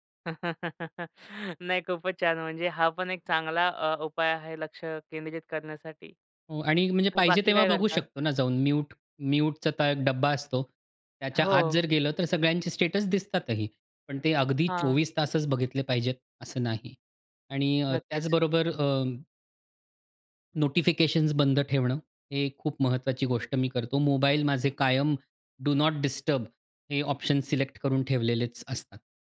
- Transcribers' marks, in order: chuckle; in English: "डू नॉट डिस्टर्ब"
- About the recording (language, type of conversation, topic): Marathi, podcast, फोकस टिकवण्यासाठी तुमच्याकडे काही साध्या युक्त्या आहेत का?